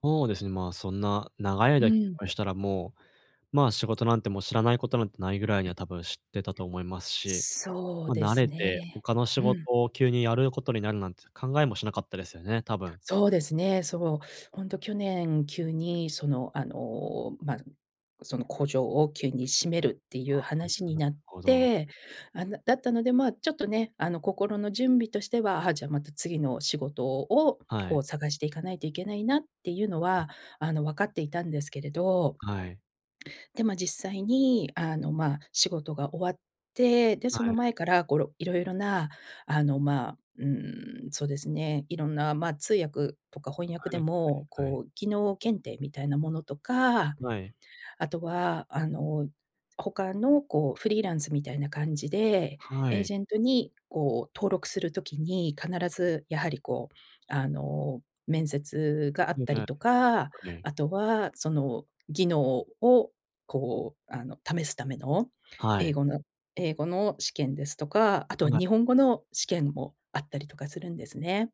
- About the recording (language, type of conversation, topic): Japanese, advice, 失敗した後に自信を取り戻す方法は？
- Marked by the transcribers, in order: tapping; other background noise; in English: "フリーランス"; in English: "エージェント"